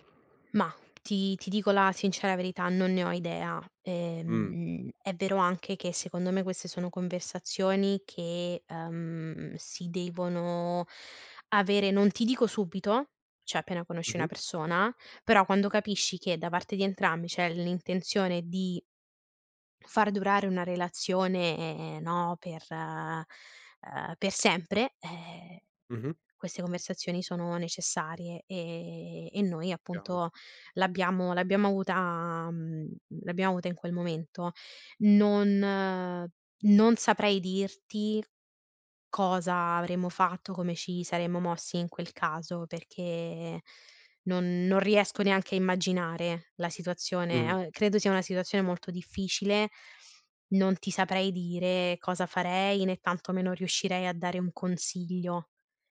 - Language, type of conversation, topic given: Italian, podcast, Come scegliere se avere figli oppure no?
- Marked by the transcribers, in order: tapping; "cioè" said as "ceh"; other background noise